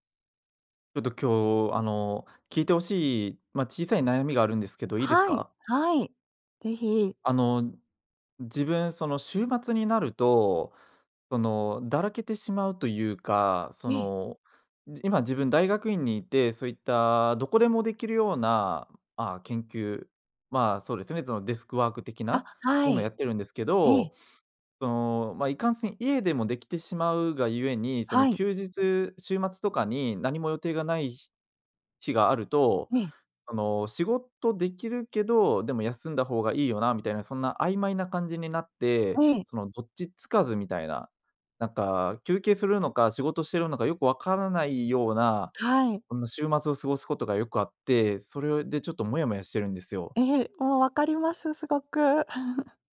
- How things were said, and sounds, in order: giggle
- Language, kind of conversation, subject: Japanese, advice, 週末にだらけてしまう癖を変えたい